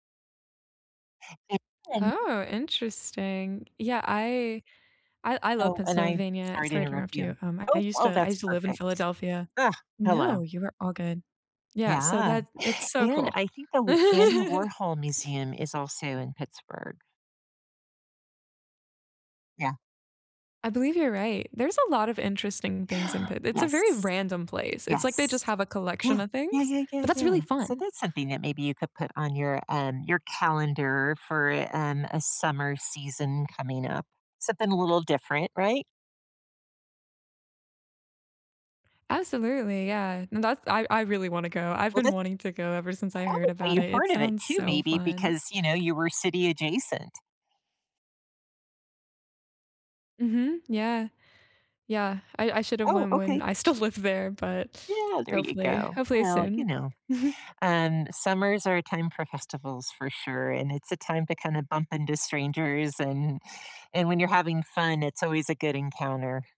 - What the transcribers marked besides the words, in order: tapping; chuckle; gasp; laughing while speaking: "I still lived there"
- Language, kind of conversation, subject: English, unstructured, What’s a recent celebration or festival you enjoyed hearing about?